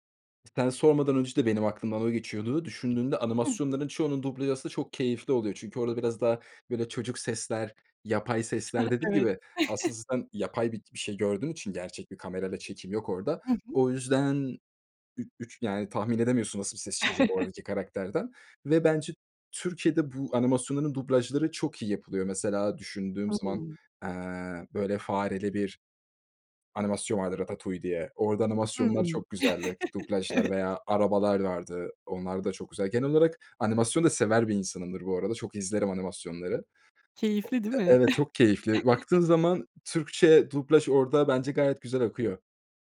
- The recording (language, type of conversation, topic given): Turkish, podcast, Dublajı mı yoksa altyazıyı mı tercih edersin, neden?
- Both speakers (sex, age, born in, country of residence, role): female, 30-34, Turkey, Bulgaria, host; male, 25-29, Turkey, Germany, guest
- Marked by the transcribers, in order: other background noise; chuckle; chuckle; chuckle; chuckle